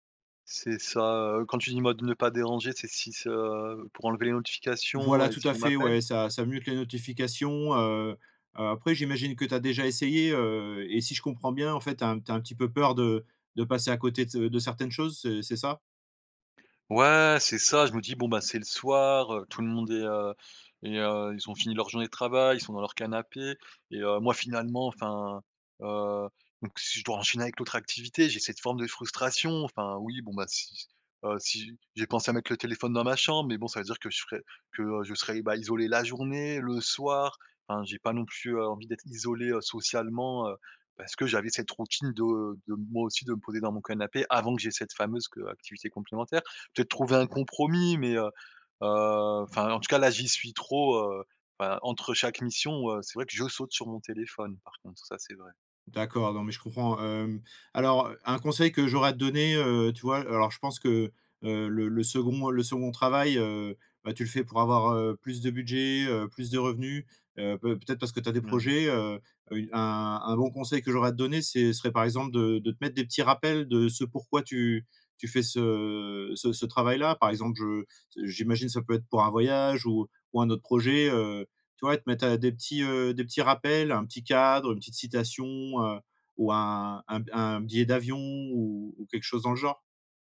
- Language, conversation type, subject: French, advice, Comment puis-je réduire les notifications et les distractions numériques pour rester concentré ?
- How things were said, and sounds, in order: put-on voice: "mute"; stressed: "isolé"